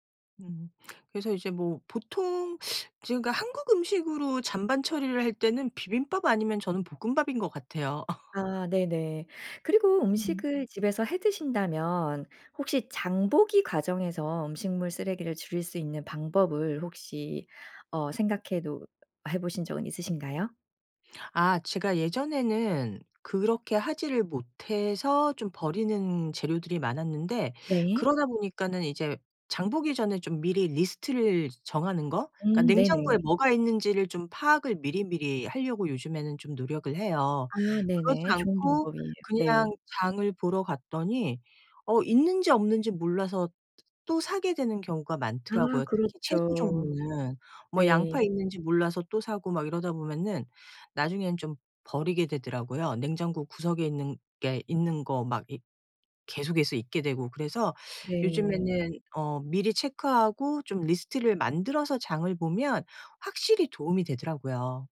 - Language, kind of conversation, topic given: Korean, podcast, 음식물 쓰레기를 줄이는 현실적인 방법이 있을까요?
- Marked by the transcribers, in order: laugh; tapping